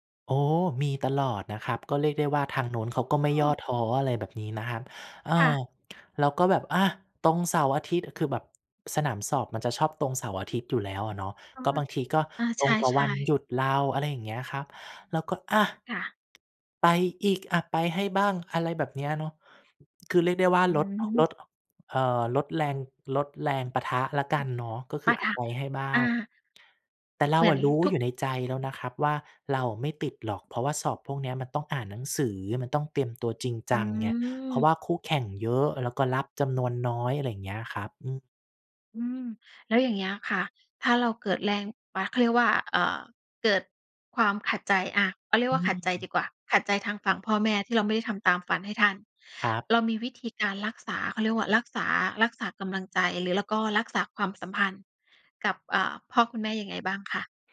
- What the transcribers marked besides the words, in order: "โอ๊ย" said as "โต๊ย"; other background noise
- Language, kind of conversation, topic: Thai, podcast, ถ้าคนอื่นไม่เห็นด้วย คุณยังทำตามความฝันไหม?